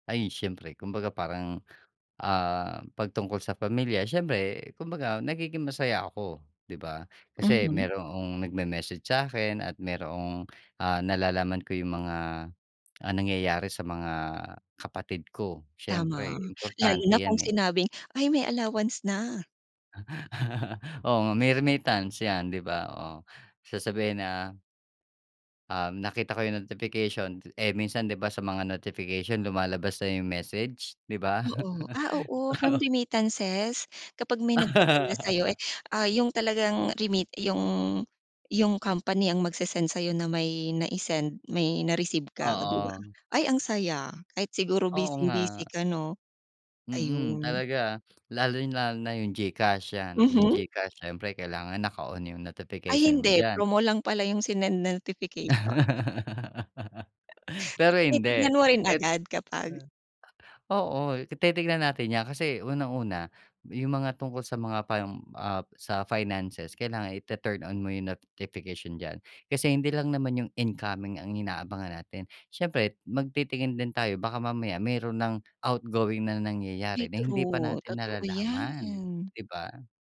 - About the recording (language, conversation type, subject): Filipino, podcast, May mga praktikal ka bang payo kung paano mas maayos na pamahalaan ang mga abiso sa telepono?
- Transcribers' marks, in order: tapping; chuckle; chuckle; laughing while speaking: "Oo"; laugh; laugh; other noise